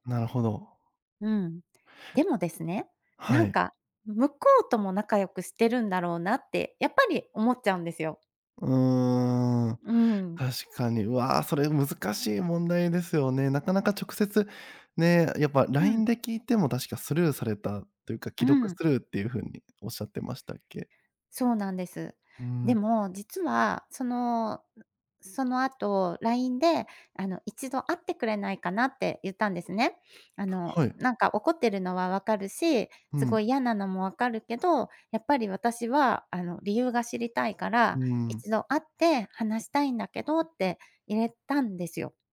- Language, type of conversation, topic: Japanese, advice, 共通の友達との関係をどう保てばよいのでしょうか？
- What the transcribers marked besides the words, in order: other background noise